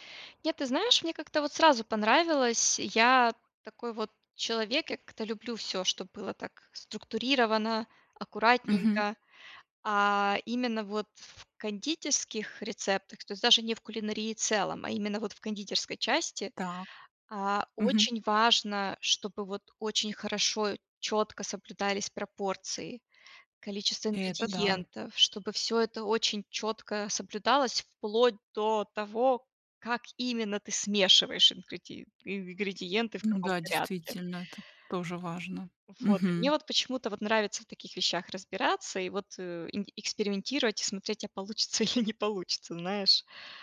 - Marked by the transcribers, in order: laughing while speaking: "или"
- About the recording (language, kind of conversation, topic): Russian, podcast, Как бюджетно снова начать заниматься забытым увлечением?